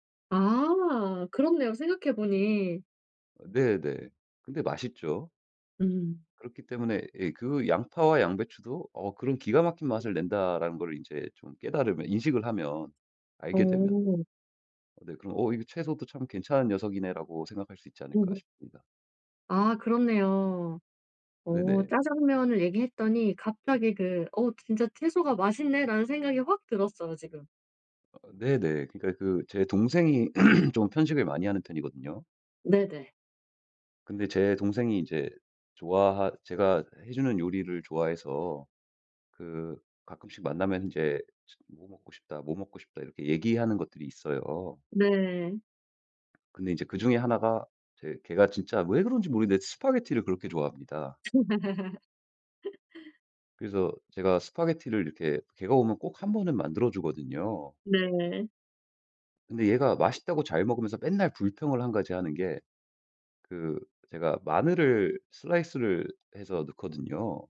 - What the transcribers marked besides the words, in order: other background noise; laugh; throat clearing; tapping; laugh
- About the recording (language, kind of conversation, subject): Korean, podcast, 채소를 더 많이 먹게 만드는 꿀팁이 있나요?